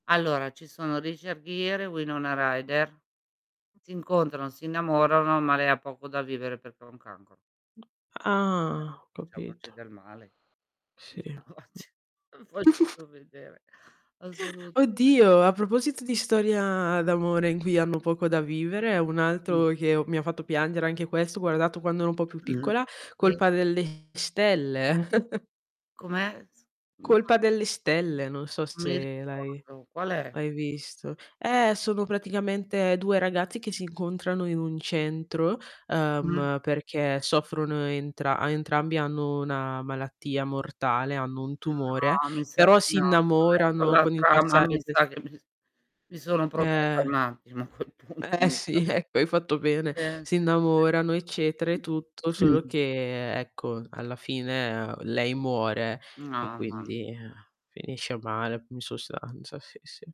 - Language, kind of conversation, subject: Italian, unstructured, Come reagisci quando muore un personaggio che ami in una storia?
- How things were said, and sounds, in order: other background noise; distorted speech; unintelligible speech; tapping; chuckle; throat clearing; chuckle; unintelligible speech; unintelligible speech; laughing while speaking: "a quel punto"; throat clearing; drawn out: "che"